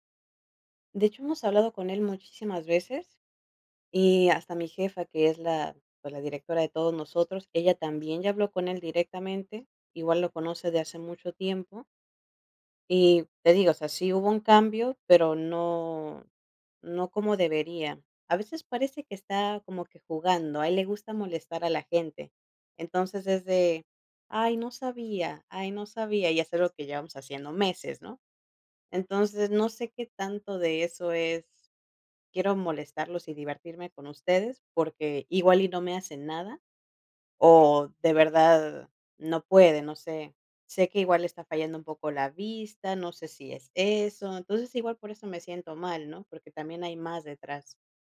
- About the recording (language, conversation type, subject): Spanish, advice, ¿Cómo puedo decidir si despedir o retener a un empleado clave?
- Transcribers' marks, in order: none